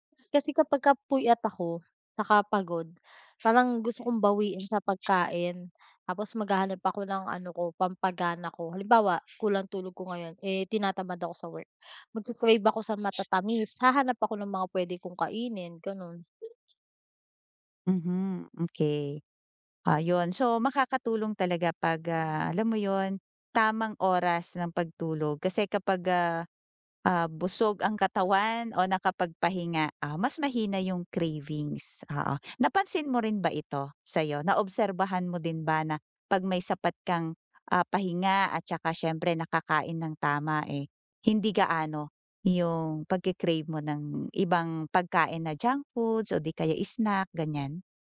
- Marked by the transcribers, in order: other background noise
- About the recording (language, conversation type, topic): Filipino, advice, Paano ako makakahanap ng mga simpleng paraan araw-araw para makayanan ang pagnanasa?